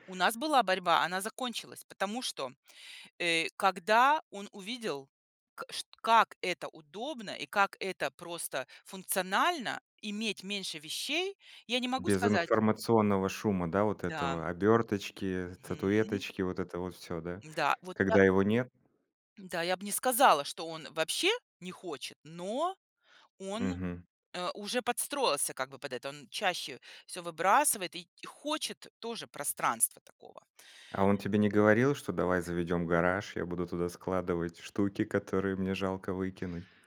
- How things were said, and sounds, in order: other background noise; tapping
- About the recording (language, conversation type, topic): Russian, podcast, Как вы организуете пространство в маленькой квартире?